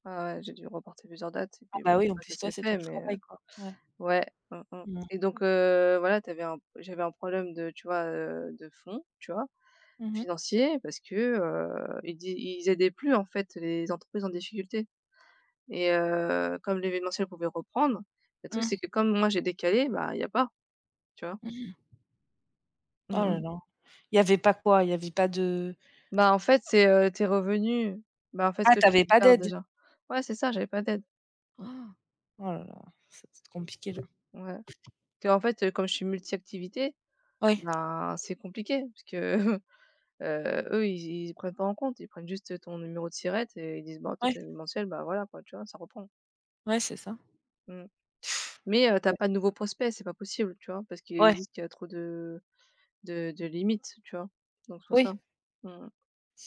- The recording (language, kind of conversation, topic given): French, unstructured, Comment la pandémie a-t-elle changé notre quotidien ?
- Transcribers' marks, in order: other background noise; tapping; chuckle